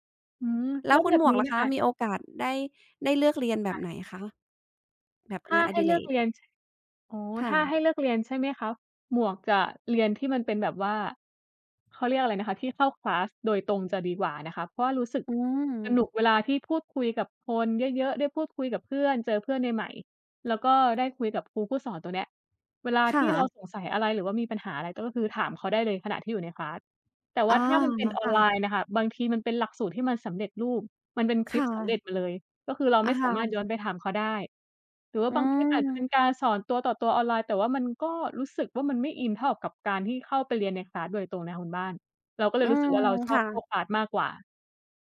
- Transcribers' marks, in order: in English: "คลาส"; tapping; in English: "คลาส"; in English: "คลาส"; in English: "คลาส"
- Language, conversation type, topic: Thai, unstructured, การเรียนออนไลน์แตกต่างจากการเรียนในห้องเรียนอย่างไร?